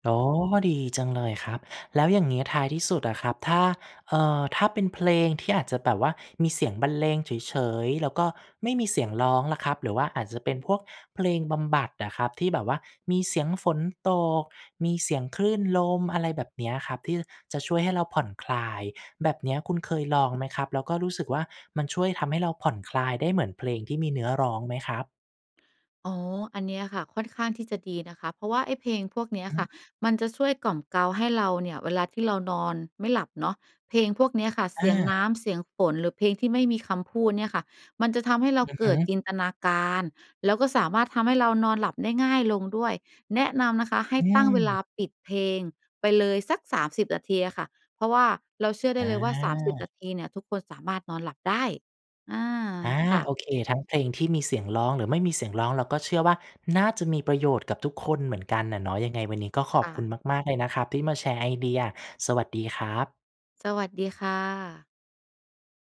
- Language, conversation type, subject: Thai, podcast, เพลงไหนที่ทำให้คุณฮึกเหิมและกล้าลงมือทำสิ่งใหม่ ๆ?
- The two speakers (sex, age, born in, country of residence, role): female, 35-39, Thailand, Thailand, guest; male, 35-39, Thailand, Thailand, host
- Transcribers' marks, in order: other background noise